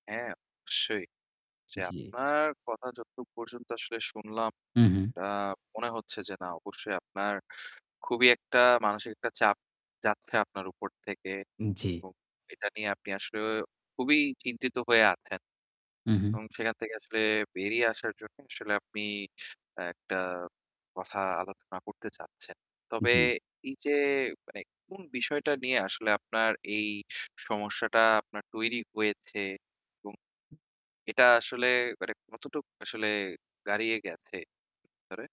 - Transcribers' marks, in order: static; distorted speech
- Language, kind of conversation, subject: Bengali, advice, উদ্বেগ বা মানসিক চাপ কীভাবে আপনার মনোযোগ নষ্ট করছে?